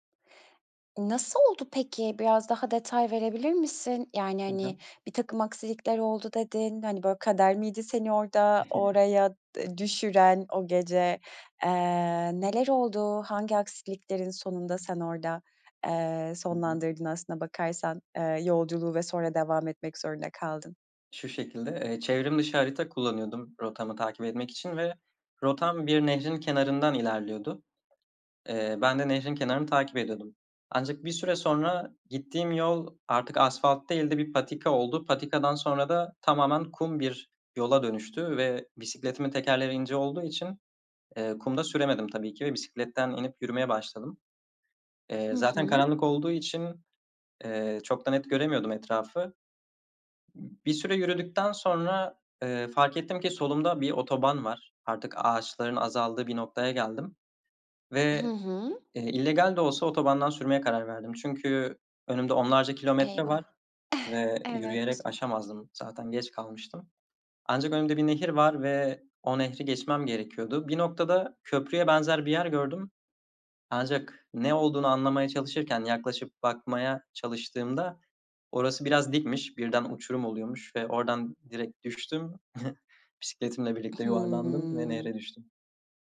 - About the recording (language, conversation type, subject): Turkish, podcast, Bisiklet sürmeyi nasıl öğrendin, hatırlıyor musun?
- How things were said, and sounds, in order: chuckle; tapping; giggle; chuckle; drawn out: "Hıı"